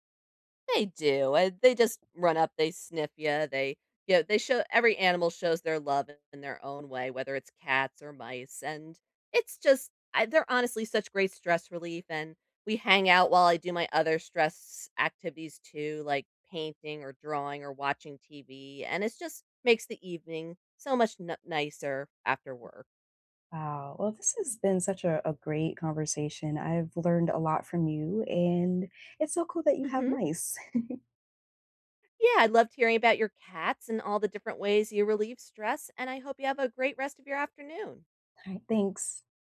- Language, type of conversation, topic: English, unstructured, What’s the best way to handle stress after work?
- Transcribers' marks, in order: tapping; other background noise; chuckle